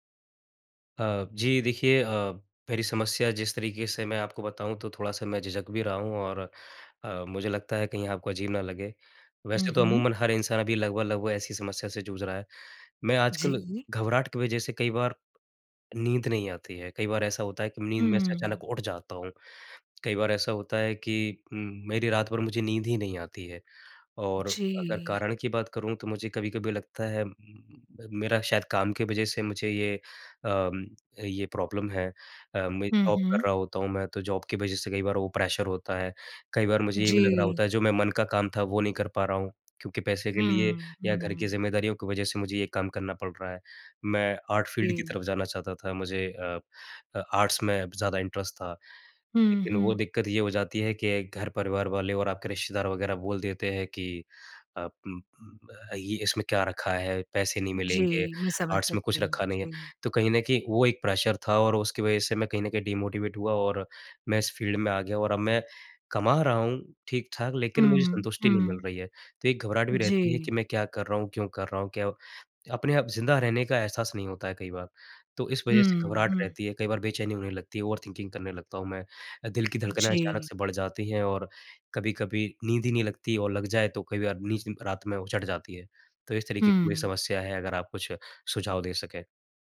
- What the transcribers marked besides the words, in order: in English: "प्रॉब्लम"; in English: "जॉब"; in English: "जॉब"; in English: "प्रेशर"; in English: "आर्ट फ़ील्ड"; in English: "आर्ट्स"; in English: "इंटरेस्ट"; in English: "आर्ट्स"; in English: "प्रेशर"; in English: "डिमोटिवेट"; in English: "फ़ील्ड"; in English: "ओवर-थिंकिंग"
- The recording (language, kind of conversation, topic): Hindi, advice, घबराहट की वजह से रात में नींद क्यों नहीं आती?